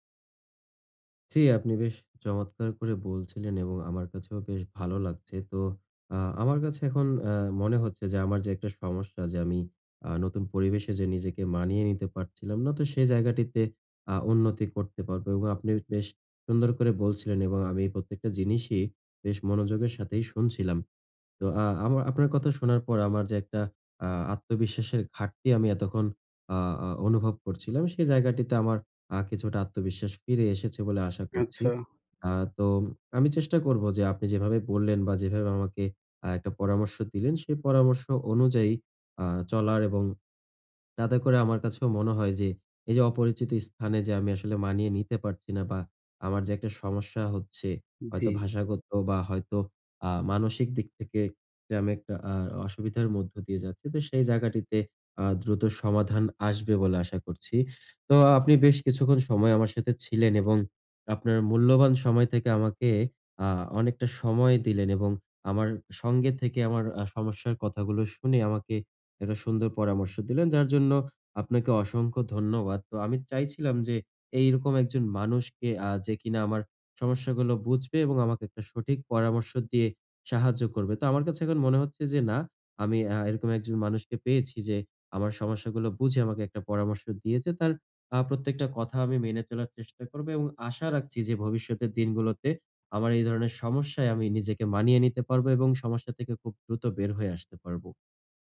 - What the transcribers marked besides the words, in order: tapping; other background noise
- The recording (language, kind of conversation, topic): Bengali, advice, অপরিচিত জায়গায় আমি কীভাবে দ্রুত মানিয়ে নিতে পারি?